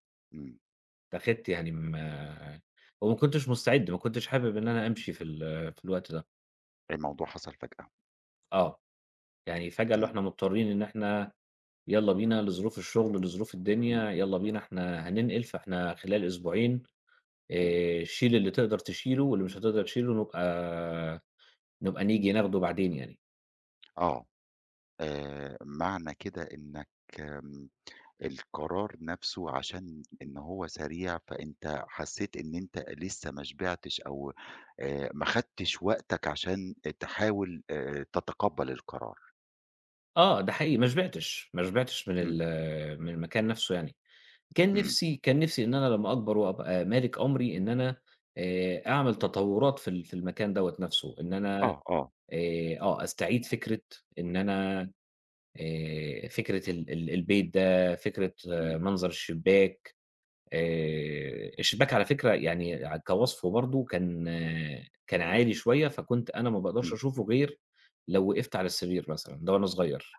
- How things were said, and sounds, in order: tapping
- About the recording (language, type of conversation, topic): Arabic, podcast, ايه العادات الصغيرة اللي بتعملوها وبتخلي البيت دافي؟